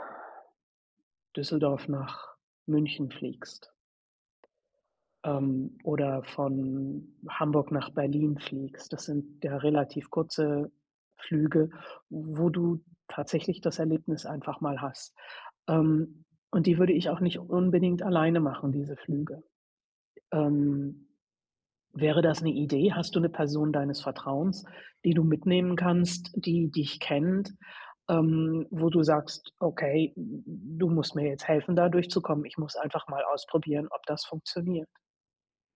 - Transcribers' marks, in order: other noise
- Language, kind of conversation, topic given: German, advice, Wie kann ich beim Reisen besser mit Angst und Unsicherheit umgehen?